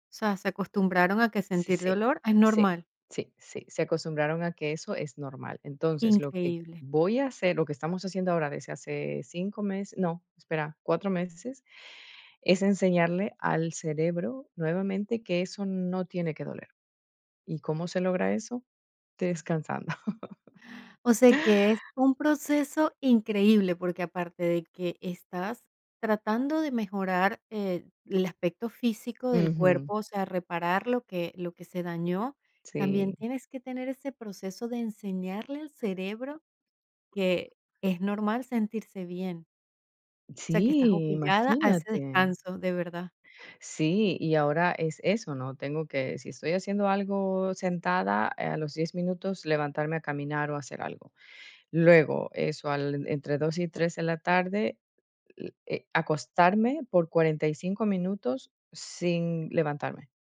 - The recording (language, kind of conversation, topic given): Spanish, podcast, ¿Cuándo te diste permiso para descansar de verdad por primera vez?
- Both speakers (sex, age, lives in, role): female, 40-44, Netherlands, guest; female, 45-49, United States, host
- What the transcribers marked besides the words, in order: laugh; tapping